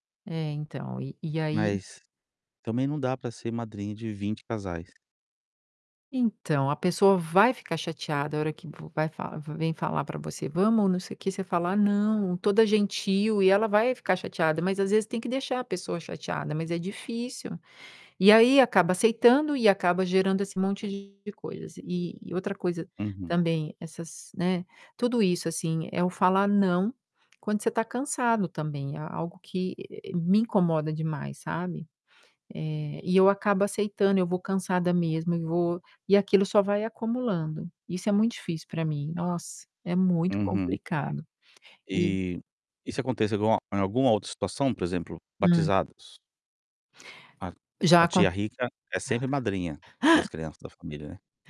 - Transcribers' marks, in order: tapping; other background noise; distorted speech; chuckle
- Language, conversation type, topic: Portuguese, advice, Como posso recusar convites sociais quando estou ansioso ou cansado?